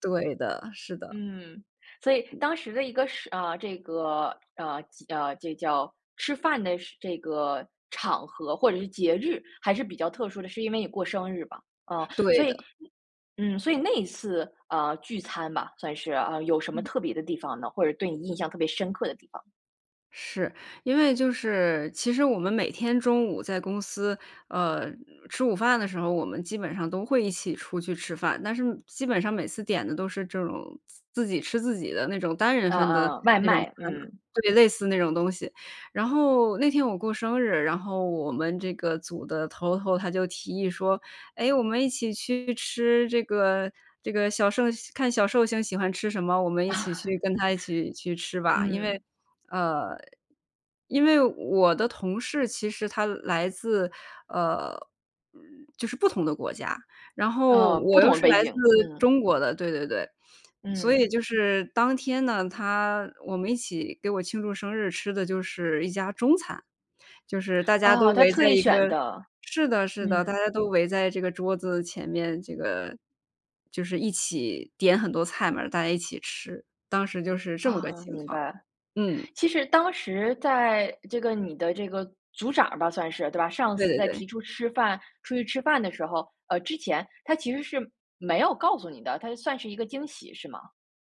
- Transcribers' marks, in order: laugh
- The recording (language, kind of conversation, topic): Chinese, podcast, 你能聊聊一次大家一起吃饭时让你觉得很温暖的时刻吗？